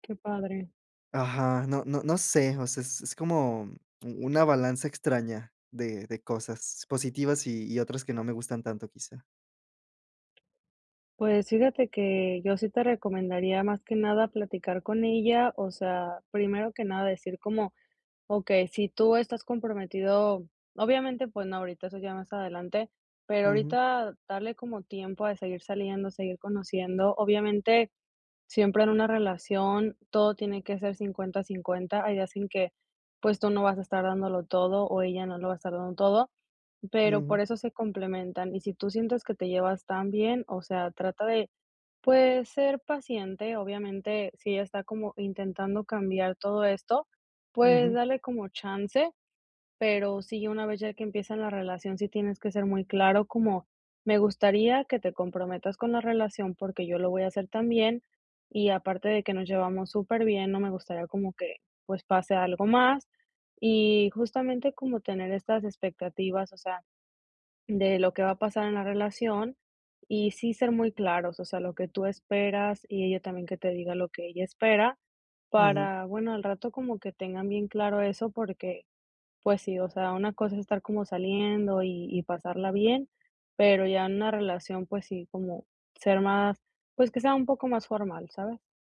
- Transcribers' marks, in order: other background noise
- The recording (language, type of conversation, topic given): Spanish, advice, ¿Cómo puedo ajustar mis expectativas y establecer plazos realistas?